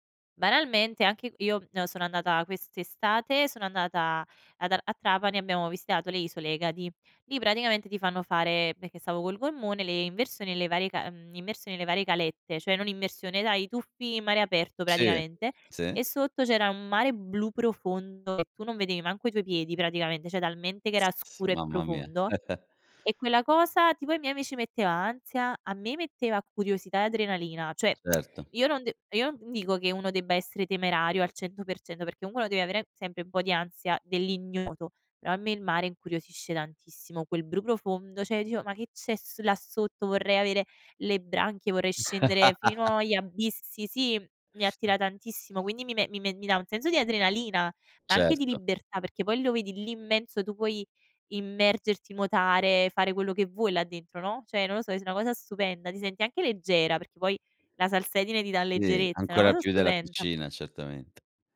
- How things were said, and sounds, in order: "cioè" said as "ceh"; "cioè" said as "ceh"; chuckle; "Cioè" said as "ceh"; tongue click; "comunque" said as "comungue"; "blu" said as "bru"; "cioè" said as "ceh"; laugh; tapping; "cioè" said as "ceh"; "è" said as "es"; "cosa" said as "osa"
- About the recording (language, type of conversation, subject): Italian, podcast, Qual è un luogo naturale che ti ha davvero emozionato?